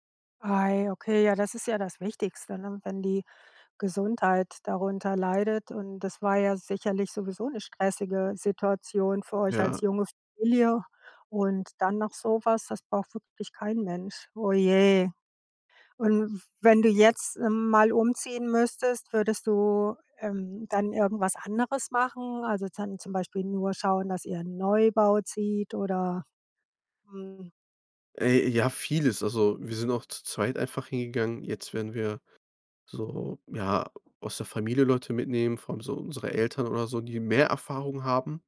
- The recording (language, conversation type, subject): German, podcast, Wann hat ein Umzug dein Leben unerwartet verändert?
- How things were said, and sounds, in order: none